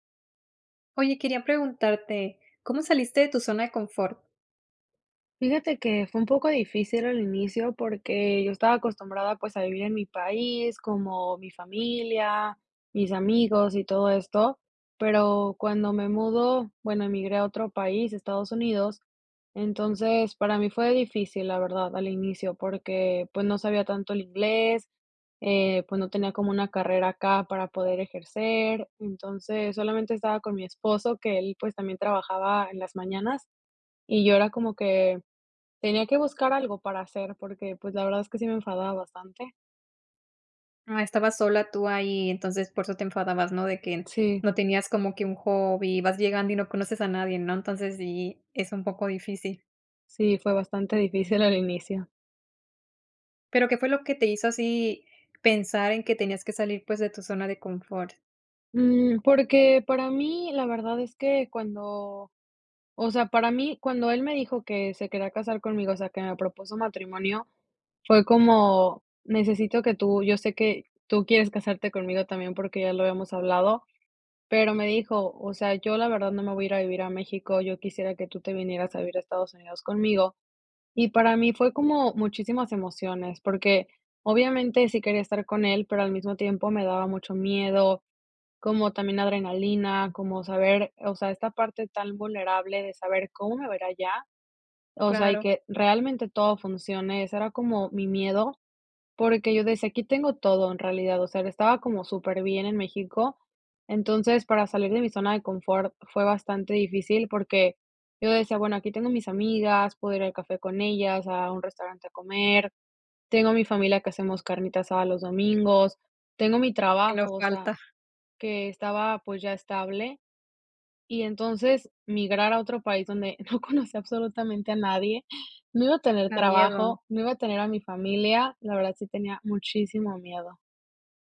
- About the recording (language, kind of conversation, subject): Spanish, podcast, ¿cómo saliste de tu zona de confort?
- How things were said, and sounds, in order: laughing while speaking: "al inicio"; laughing while speaking: "no conocía"